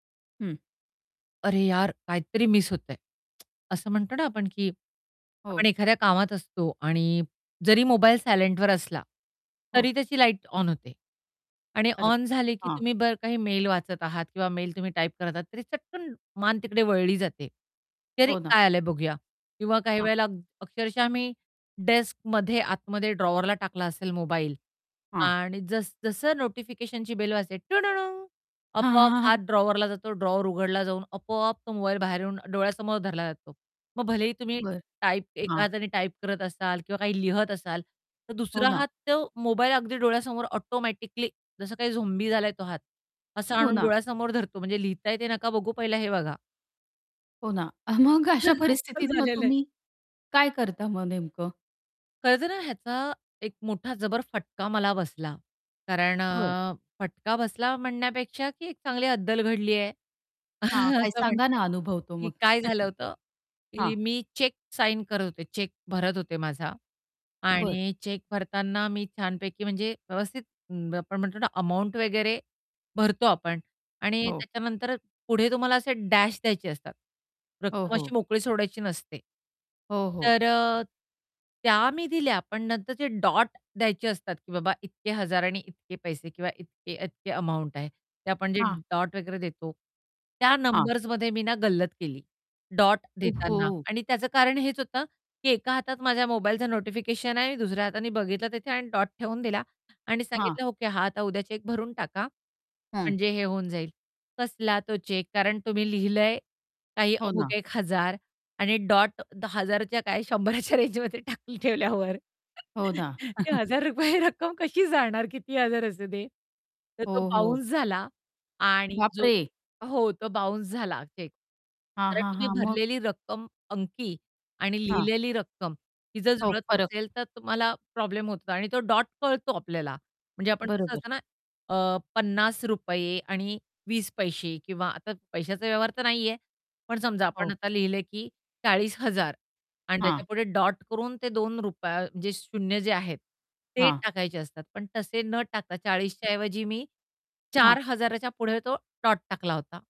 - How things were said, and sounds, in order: tsk; in English: "सायलेंटवर"; distorted speech; other background noise; in English: "बेल"; other noise; static; laughing while speaking: "मग अशा परिस्थितीत मग"; chuckle; laughing while speaking: "असं झालेलं आहे"; chuckle; in English: "चेक"; chuckle; in English: "चेक"; in English: "चेक"; tapping; in English: "चेक"; laughing while speaking: "शंभराच्या रेंजमध्ये टाकून ठेवल्यावर, ते एक हजार रुपये रक्कम कशी जाणार"; chuckle
- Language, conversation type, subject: Marathi, podcast, नोटिफिकेशन्समुळे लक्ष विचलित होतं का?